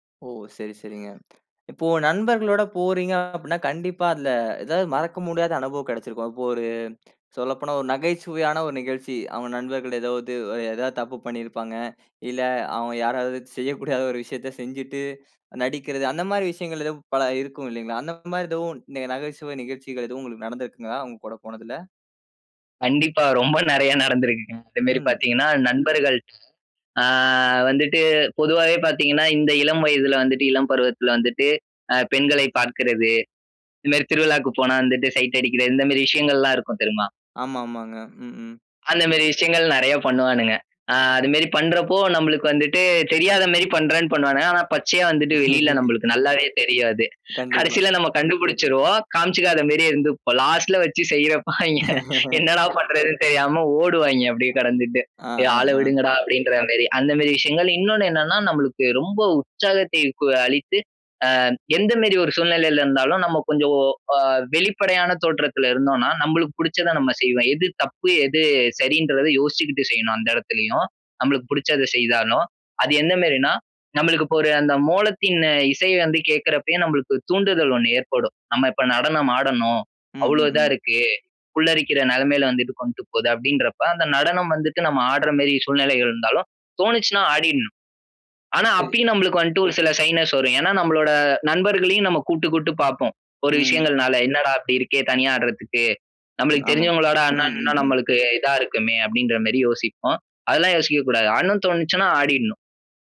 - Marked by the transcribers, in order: other background noise; other noise; "மாரி" said as "மேரி"; chuckle; in English: "லாஸ்ட்டுல"; chuckle; laughing while speaking: "அவெங்க என்னடா!"; "மாரி" said as "மேரி"; "செய்தாலும்" said as "செய்தானும்"; "எந்தமாரினா" said as "எந்தமெரினா"; in English: "ஷைனஸ்"; unintelligible speech
- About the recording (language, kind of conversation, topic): Tamil, podcast, ஒரு ஊரில் நீங்கள் பங்கெடுத்த திருவிழாவின் அனுபவத்தைப் பகிர்ந்து சொல்ல முடியுமா?